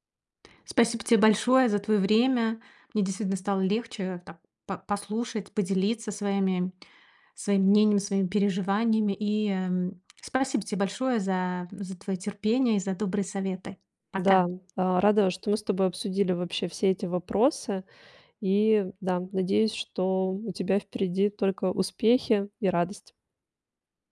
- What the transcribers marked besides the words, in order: tapping
- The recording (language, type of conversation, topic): Russian, advice, Как вы переживаете сожаление об упущенных возможностях?